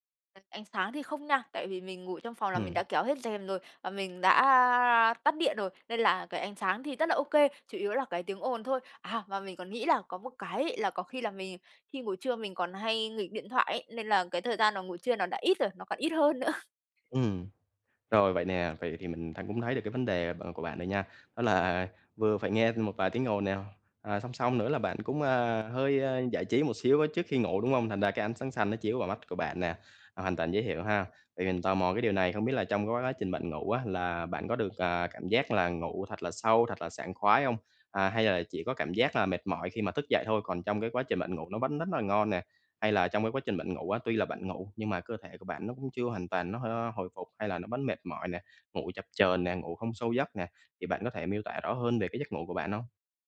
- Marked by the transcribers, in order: laughing while speaking: "nữa"
- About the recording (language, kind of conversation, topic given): Vietnamese, advice, Làm sao để không cảm thấy uể oải sau khi ngủ ngắn?